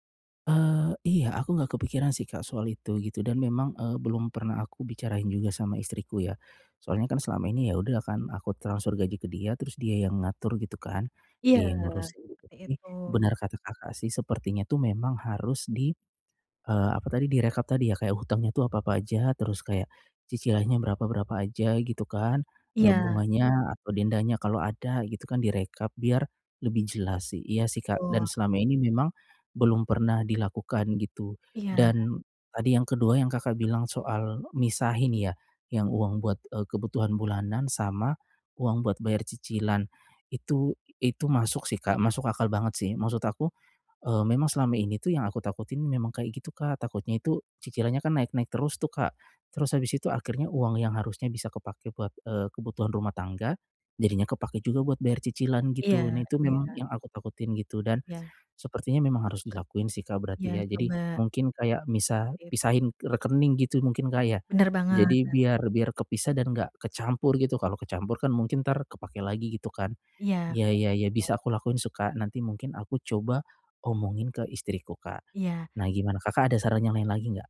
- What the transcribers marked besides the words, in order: none
- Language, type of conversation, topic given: Indonesian, advice, Bagaimana cara membuat anggaran yang membantu mengurangi utang?